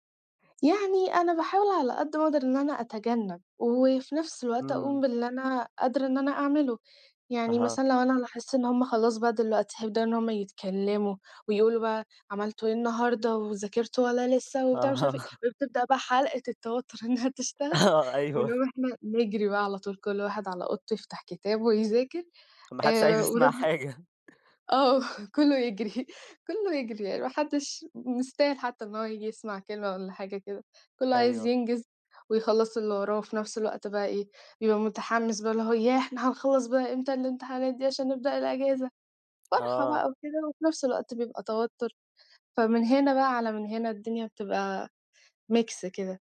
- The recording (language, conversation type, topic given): Arabic, podcast, إيه اللي بتعمله لما تحس بتوتر شديد؟
- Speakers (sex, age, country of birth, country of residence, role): female, 18-19, Egypt, Egypt, guest; male, 20-24, Egypt, Egypt, host
- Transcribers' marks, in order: laughing while speaking: "آه"; laugh; laughing while speaking: "أيوه"; laughing while speaking: "إنها تشتغل"; laughing while speaking: "ما حدّش عايز يسمع حاجة"; laughing while speaking: "آه، كلّه يجري، كلّه يجري"; in English: "ميكس"